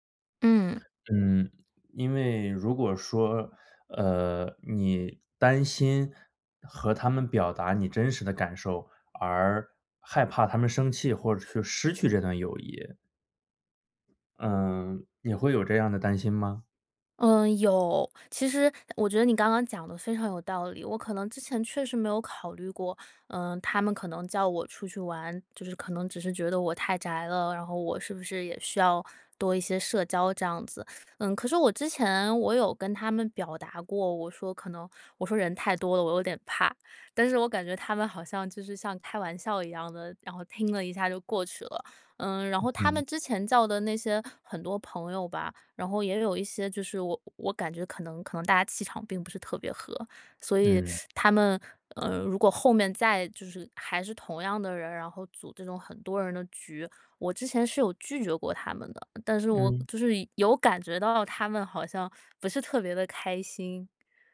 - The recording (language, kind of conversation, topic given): Chinese, advice, 被强迫参加朋友聚会让我很疲惫
- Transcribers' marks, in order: teeth sucking